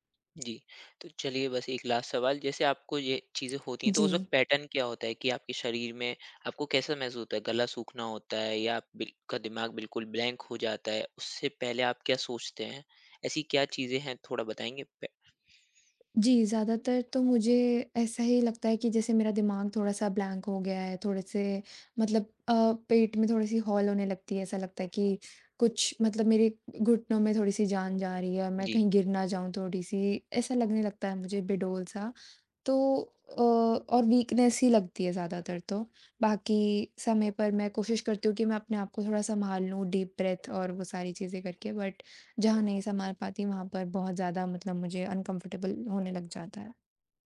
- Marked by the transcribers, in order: in English: "लास्ट"; in English: "पैटर्न"; in English: "ब्लैंक"; in English: "ब्लैंक"; in English: "वीकनेस"; in English: "डीप ब्रेथ"; in English: "बट"; in English: "अनकंफर्टेबल"
- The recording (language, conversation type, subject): Hindi, advice, बातचीत में असहज होने पर मैं हर बार चुप क्यों हो जाता हूँ?